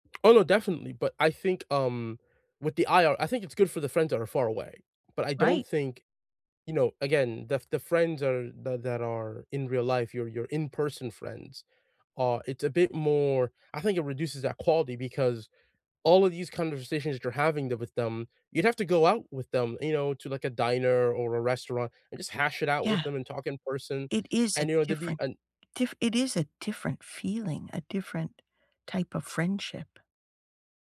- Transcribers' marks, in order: tapping; other background noise
- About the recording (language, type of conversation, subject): English, unstructured, How do you think social media affects real-life friendships today?